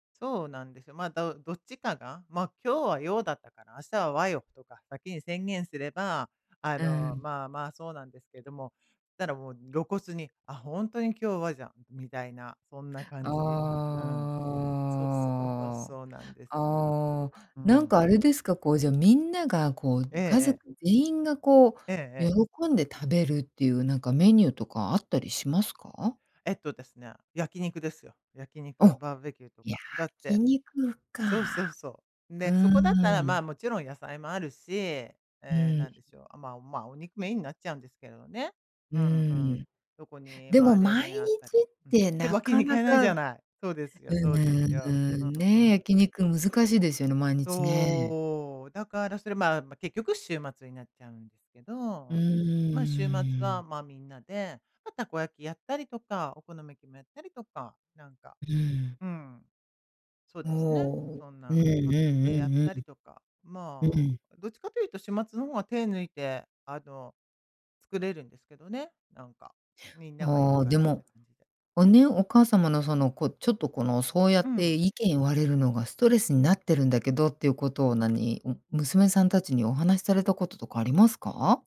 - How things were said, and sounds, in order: drawn out: "ああ"; other background noise
- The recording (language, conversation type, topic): Japanese, advice, 家族の好みが違って食事作りがストレスになっているとき、どうすれば負担を減らせますか？